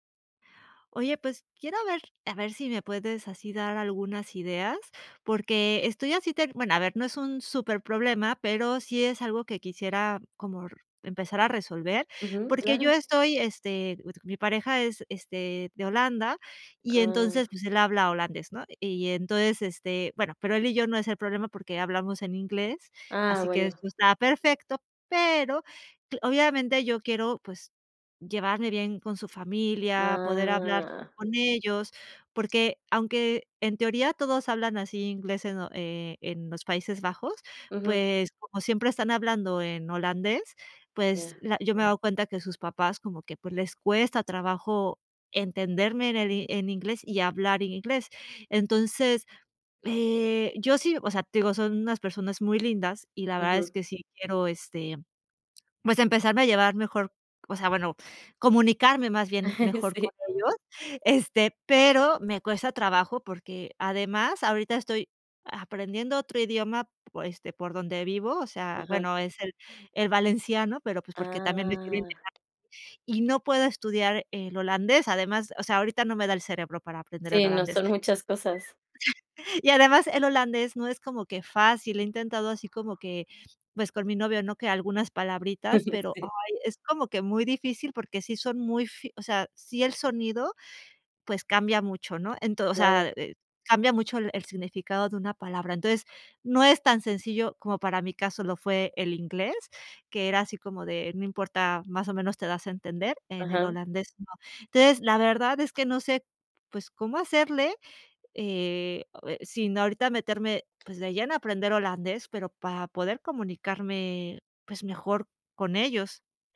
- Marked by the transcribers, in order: laugh; tapping; other background noise; laugh; laugh; other noise
- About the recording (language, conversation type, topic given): Spanish, advice, ¿Cómo puede la barrera del idioma dificultar mi comunicación y la generación de confianza?